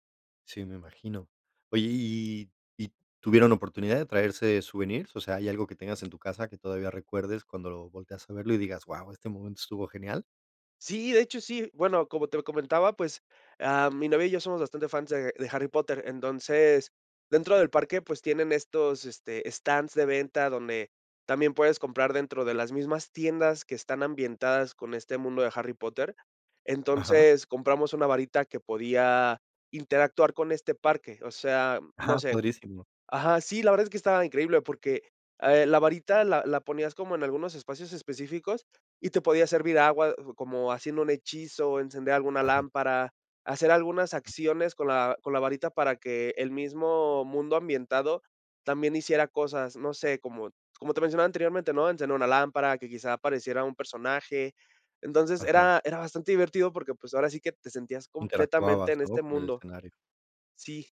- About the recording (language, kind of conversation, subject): Spanish, podcast, ¿Me puedes contar sobre un viaje improvisado e inolvidable?
- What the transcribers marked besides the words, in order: other noise; other background noise